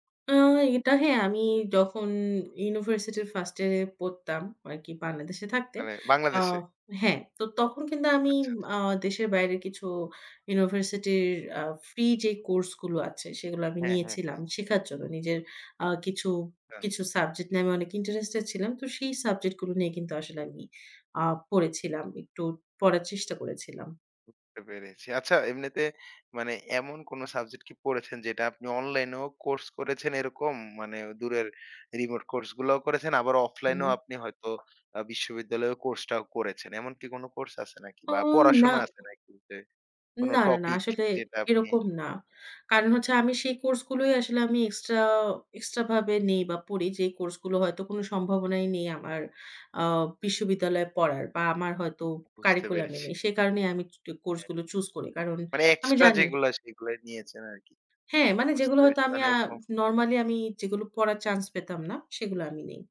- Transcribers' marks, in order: other background noise
- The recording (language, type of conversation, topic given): Bengali, podcast, অনলাইন শিক্ষার অভিজ্ঞতা আপনার কেমন হয়েছে?